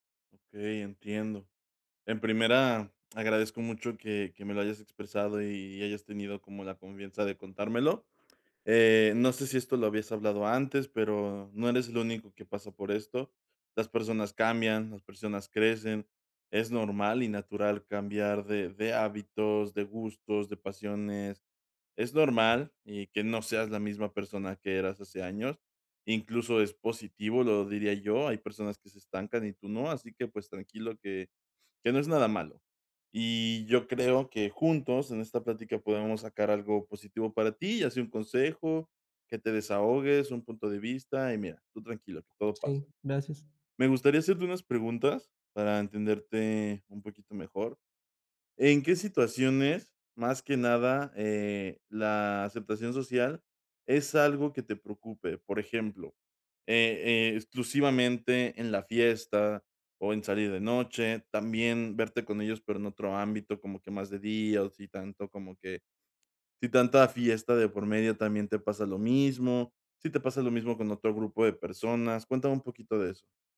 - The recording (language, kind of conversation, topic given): Spanish, advice, ¿Cómo puedo ser más auténtico sin perder la aceptación social?
- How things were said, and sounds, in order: none